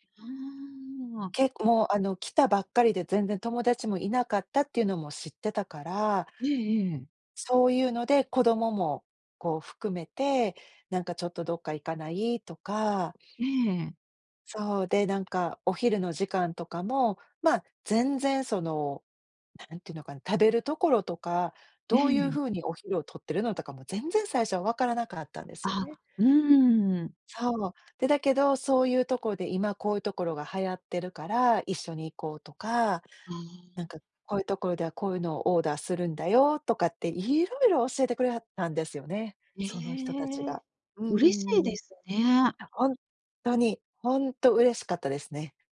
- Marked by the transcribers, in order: none
- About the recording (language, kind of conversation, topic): Japanese, podcast, 支えになった人やコミュニティはありますか？